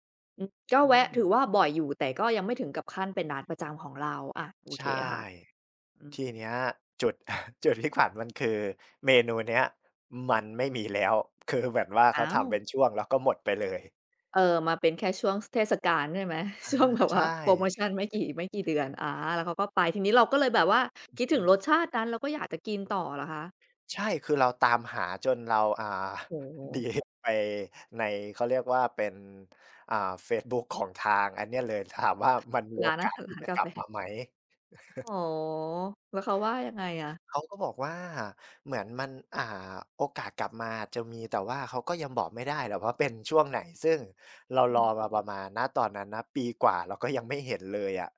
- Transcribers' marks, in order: chuckle; laughing while speaking: "จุดที่ขำ"; laughing while speaking: "ช่วงแบบว่าโพรโมชันไม่กี่ ไม่กี่เดือน"; laughing while speaking: "หนี"; other background noise; chuckle
- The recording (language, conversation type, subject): Thai, podcast, งานอดิเรกอะไรที่คุณอยากแนะนำให้คนอื่นลองทำดู?